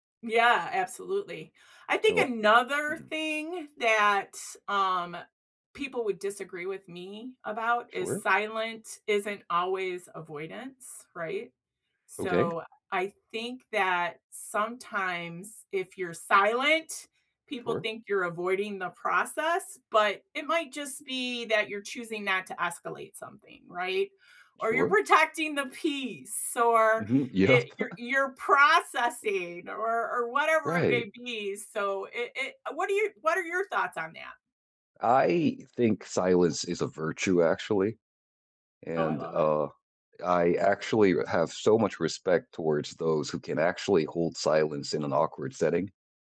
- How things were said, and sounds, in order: other background noise; laughing while speaking: "Yep"; chuckle; tapping
- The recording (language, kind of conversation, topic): English, unstructured, What is one belief you hold that others might disagree with?